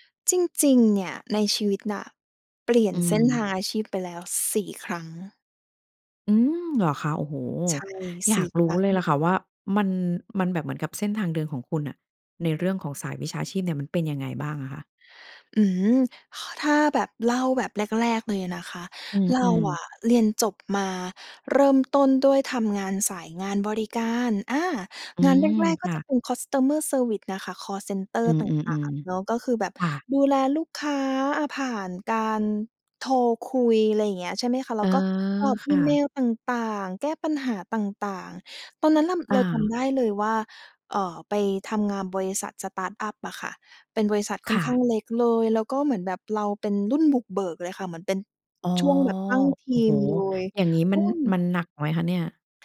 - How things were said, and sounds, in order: background speech; in English: "customer service"; in English: "สตาร์ตอัป"
- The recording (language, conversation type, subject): Thai, podcast, อะไรคือสัญญาณว่าคุณควรเปลี่ยนเส้นทางอาชีพ?